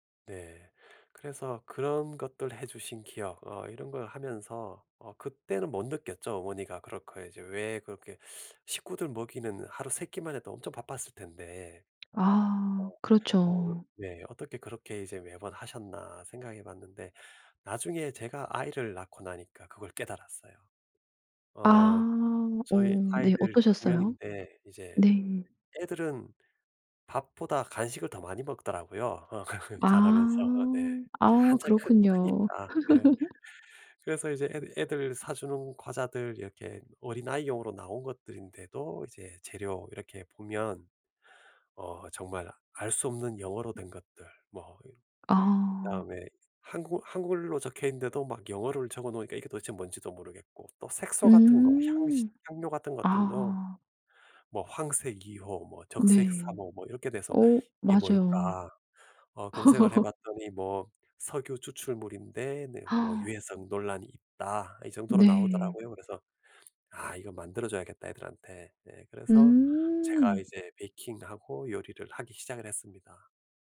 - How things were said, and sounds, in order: other background noise; tapping; laugh; laugh; laugh; gasp
- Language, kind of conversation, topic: Korean, podcast, 음식을 통해 어떤 가치를 전달한 경험이 있으신가요?